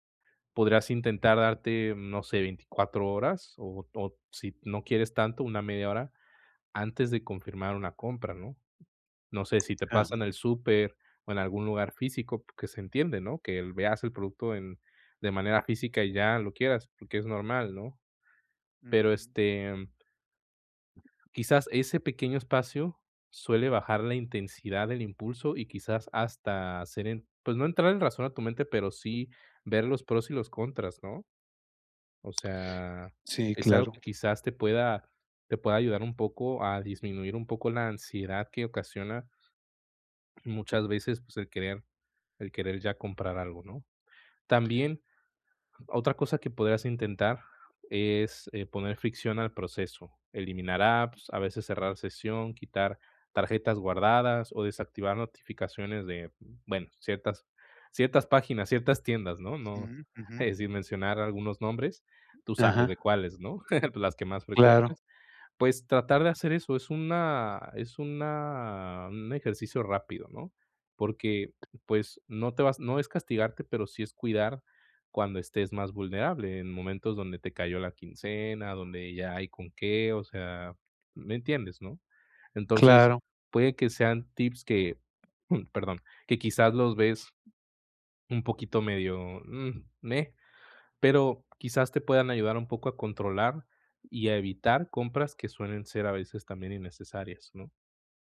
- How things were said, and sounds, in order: tapping; other background noise; chuckle; other noise
- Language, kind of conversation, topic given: Spanish, advice, ¿Cómo puedo evitar las compras impulsivas y el gasto en cosas innecesarias?